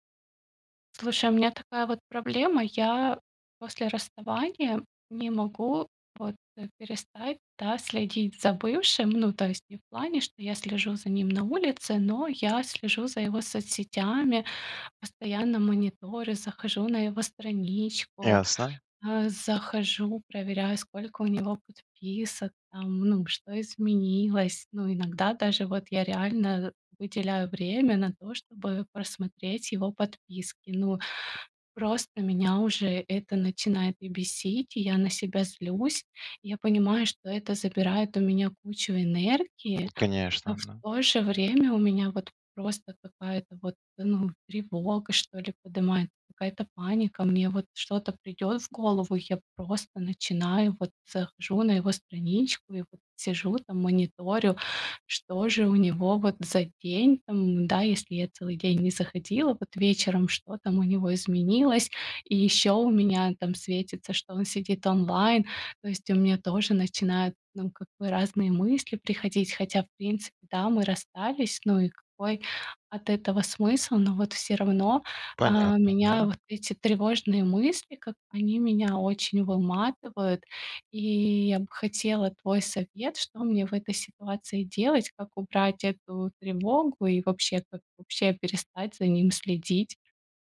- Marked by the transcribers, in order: tapping
- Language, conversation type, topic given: Russian, advice, Как перестать следить за аккаунтом бывшего партнёра и убрать напоминания о нём?